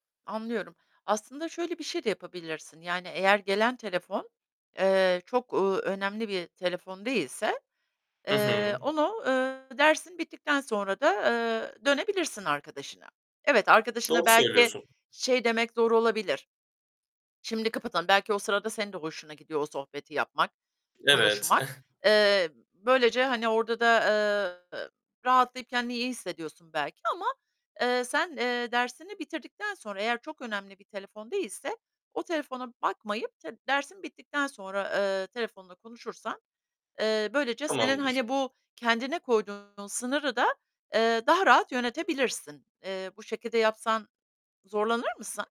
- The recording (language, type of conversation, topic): Turkish, advice, Sosyal medya ve telefon kullanımı dikkatinizi nasıl dağıtıyor?
- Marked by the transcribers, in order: distorted speech; other background noise; scoff